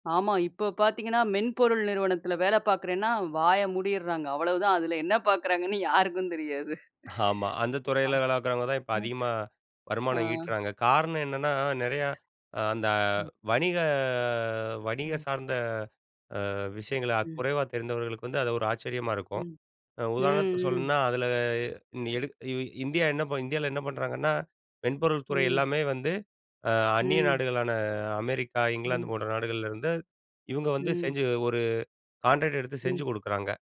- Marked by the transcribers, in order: laughing while speaking: "அதில என்ன பார்க்கிறாங்கன்னு யாருக்கும் தெரியாது. ஆ"; chuckle; unintelligible speech; other noise; in English: "கான்ட்ராக்ட்"
- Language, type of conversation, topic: Tamil, podcast, ஊழியர் என்ற அடையாளம் உங்களுக்கு மனஅழுத்தத்தை ஏற்படுத்துகிறதா?